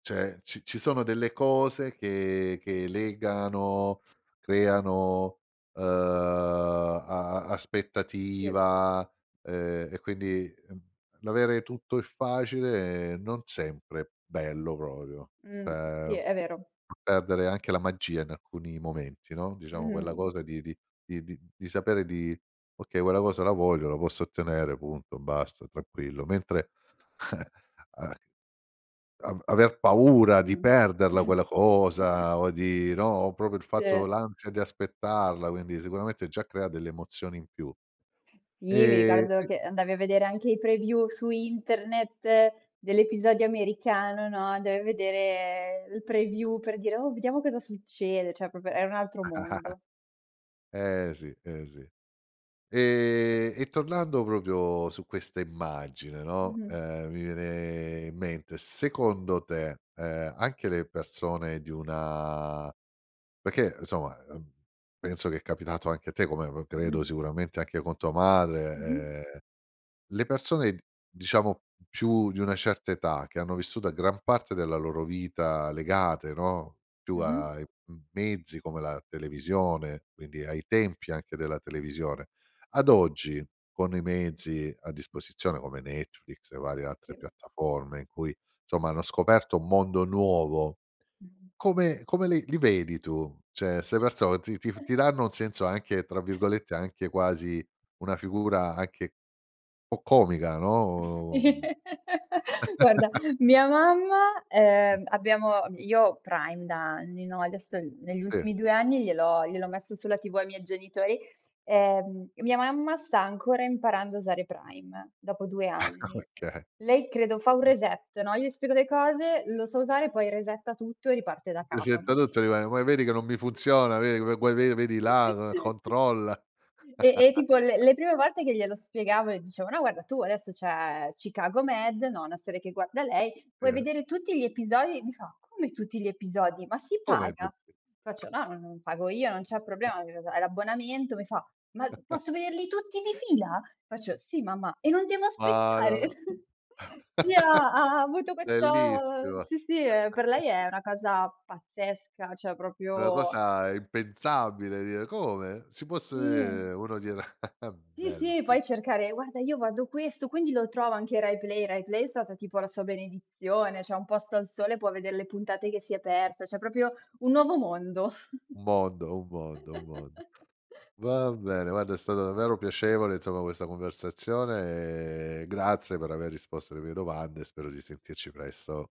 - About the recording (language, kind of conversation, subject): Italian, podcast, Cosa ti attrae oggi in una serie TV?
- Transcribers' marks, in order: laughing while speaking: "eh"; chuckle; in English: "preview"; in English: "preview"; laugh; drawn out: "una"; chuckle; laughing while speaking: "Sì"; laugh; drawn out: "no"; laugh; chuckle; laughing while speaking: "Ok"; chuckle; laugh; other noise; chuckle; unintelligible speech; chuckle; laugh; laugh; laughing while speaking: "dirà"; laugh